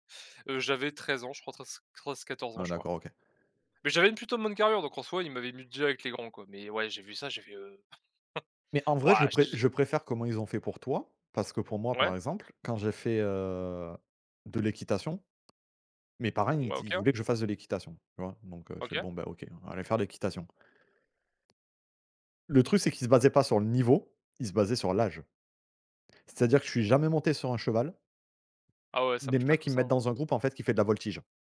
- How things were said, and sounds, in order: chuckle; drawn out: "heu"; tapping; stressed: "niveau"
- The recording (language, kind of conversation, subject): French, unstructured, Que penses-tu du sport en groupe ?